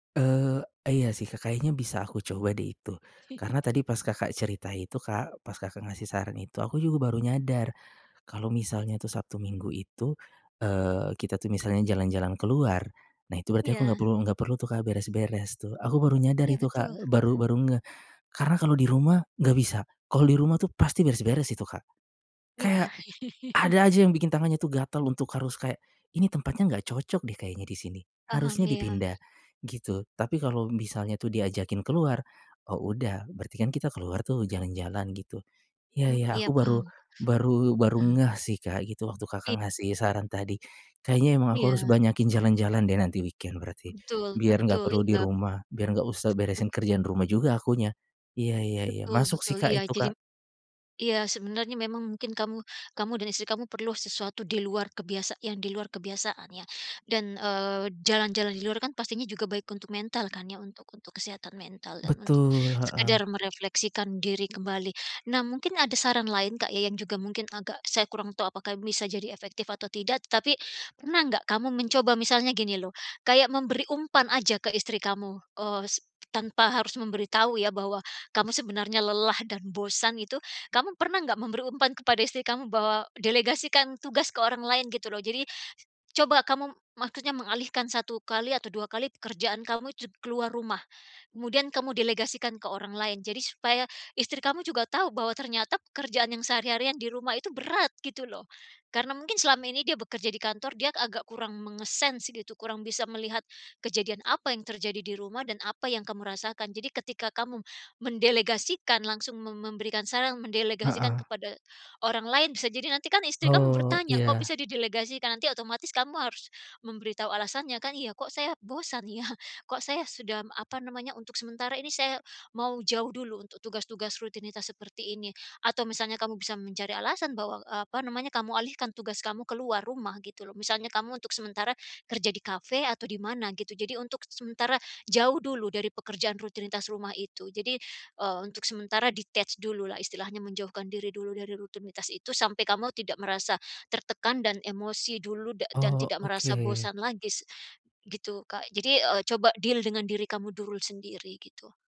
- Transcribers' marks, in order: chuckle; giggle; other background noise; chuckle; in English: "weekend"; tapping; in English: "menge-sense"; laughing while speaking: "ya?"; "sudah" said as "sudam"; in English: "detach"; "lagi" said as "lagis"; in English: "deal"; "dulu" said as "dulur"
- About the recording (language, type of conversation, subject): Indonesian, advice, Bagaimana saya bisa mengatasi tekanan karena beban tanggung jawab rumah tangga yang berlebihan?